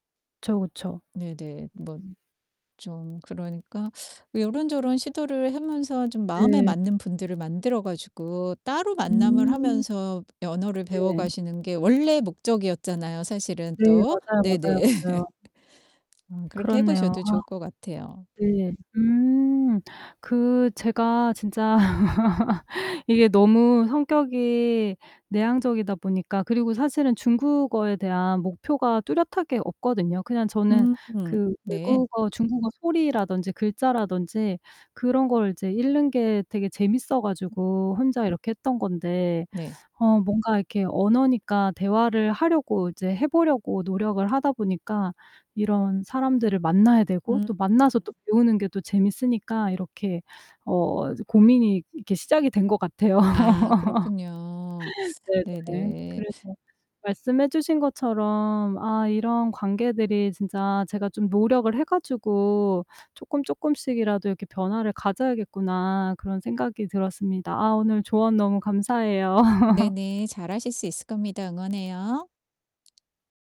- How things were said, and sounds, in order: distorted speech; static; laugh; other background noise; laugh; background speech; laugh; laugh; tapping
- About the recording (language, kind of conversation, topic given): Korean, advice, 네트워킹을 시작할 때 느끼는 불편함을 줄이고 자연스럽게 관계를 맺기 위한 전략은 무엇인가요?